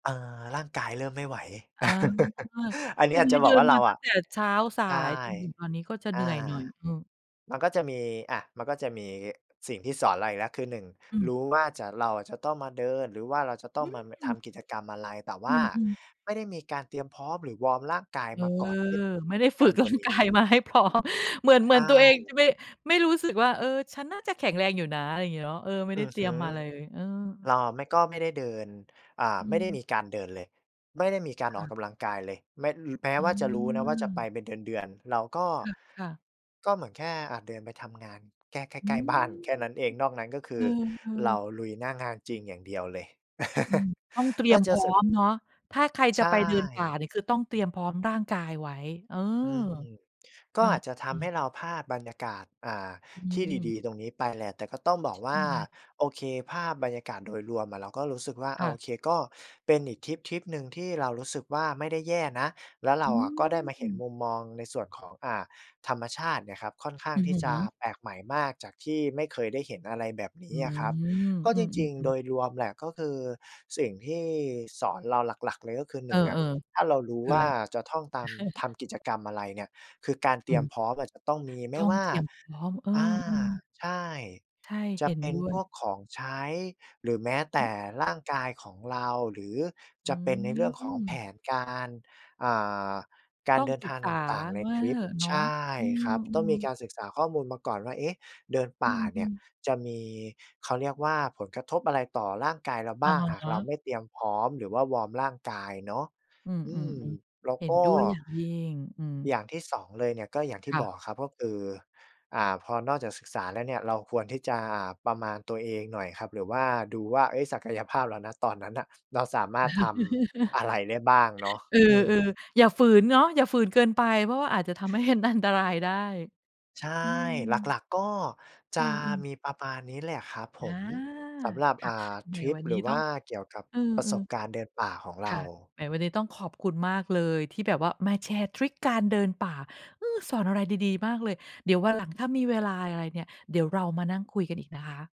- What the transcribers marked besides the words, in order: other background noise; laugh; laughing while speaking: "ร่างกาย"; tapping; laugh; chuckle; chuckle
- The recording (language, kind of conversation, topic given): Thai, podcast, การเดินป่าสอนอะไรคุณบ้างที่คุณยังจำได้ดีจนถึงทุกวันนี้?